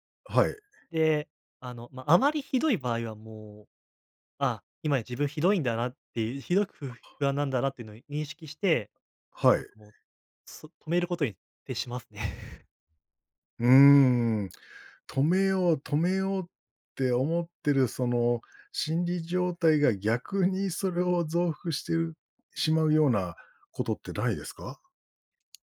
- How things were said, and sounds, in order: tapping; laughing while speaking: "徹しますね"; chuckle
- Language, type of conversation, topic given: Japanese, podcast, 不安なときにできる練習にはどんなものがありますか？